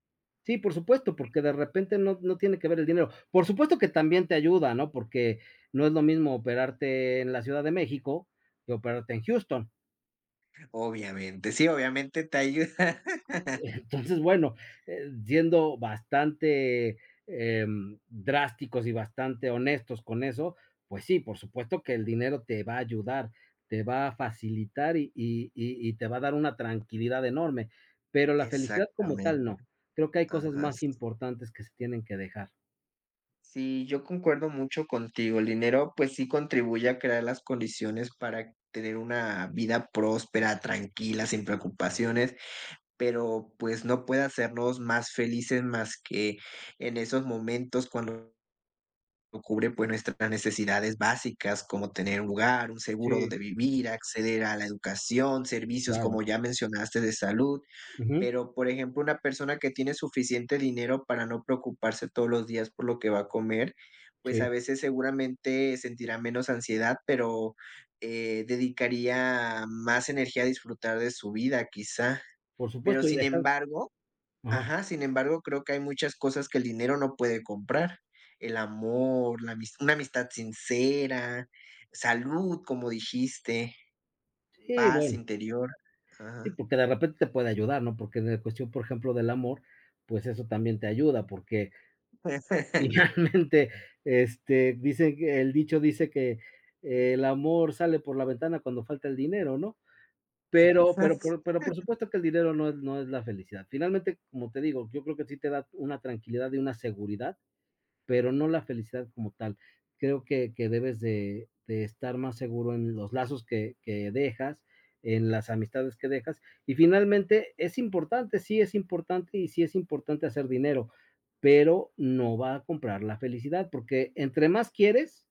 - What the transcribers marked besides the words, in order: laugh; other background noise; chuckle; laughing while speaking: "finalmente"; unintelligible speech
- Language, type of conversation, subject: Spanish, unstructured, ¿Crees que el dinero compra la felicidad?
- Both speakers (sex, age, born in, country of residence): male, 30-34, Mexico, Mexico; male, 50-54, Mexico, Mexico